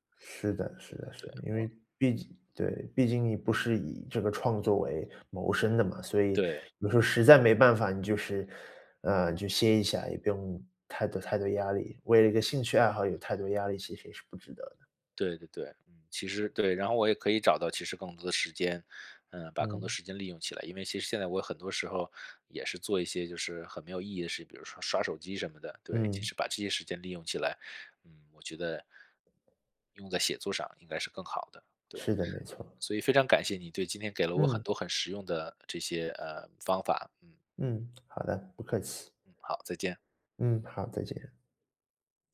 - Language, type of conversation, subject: Chinese, advice, 如何在工作占满时间的情况下安排固定的创作时间？
- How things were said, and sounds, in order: other background noise